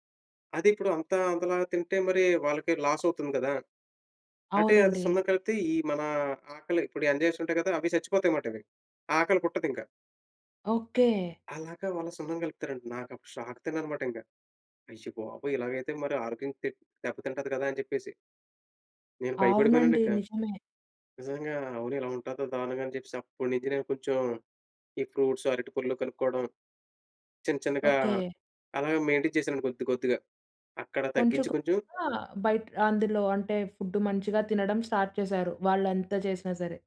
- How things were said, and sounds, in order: in English: "లాస్"; in English: "ఎంజైమ్స్"; in English: "షాక్"; in English: "మెయింటెన్"; in English: "ఫుడ్"
- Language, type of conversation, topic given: Telugu, podcast, మీ మొట్టమొదటి పెద్ద ప్రయాణం మీ జీవితాన్ని ఎలా మార్చింది?